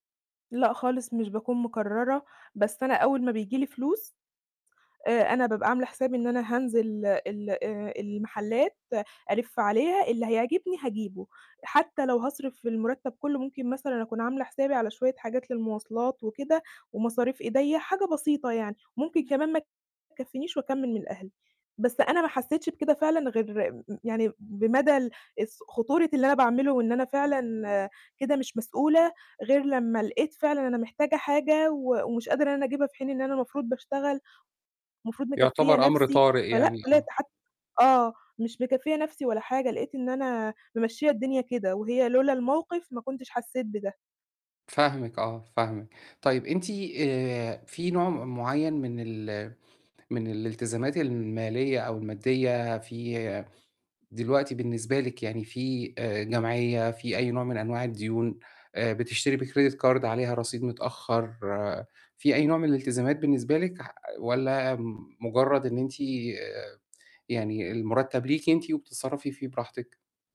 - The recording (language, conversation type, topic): Arabic, advice, إزاي أفرق بين اللي أنا عايزه بجد وبين اللي ضروري؟
- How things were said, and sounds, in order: distorted speech; in English: "بcredit card"